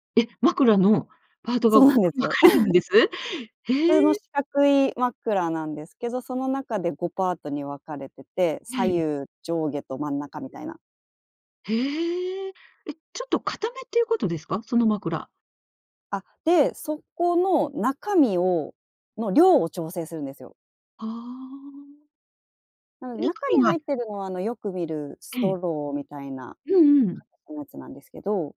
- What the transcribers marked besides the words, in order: laughing while speaking: "分かれてる"; laughing while speaking: "そうなんですよ"; laugh; tapping
- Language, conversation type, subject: Japanese, podcast, 睡眠の質を上げるために普段どんな工夫をしていますか？